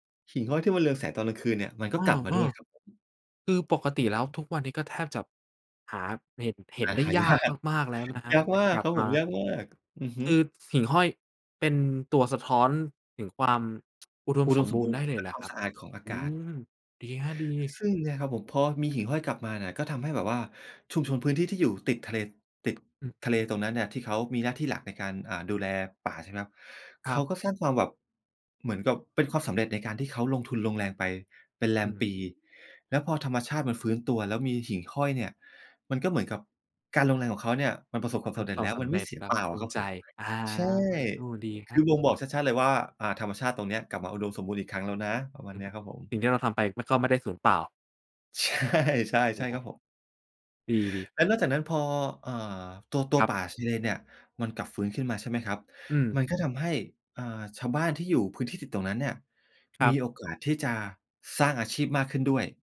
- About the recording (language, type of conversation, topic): Thai, podcast, ถ้าพูดถึงการอนุรักษ์ทะเล เราควรเริ่มจากอะไร?
- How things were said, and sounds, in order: other background noise; laughing while speaking: "หายาก ยากมากครับผม ยากมาก"; tapping; laughing while speaking: "ใช่"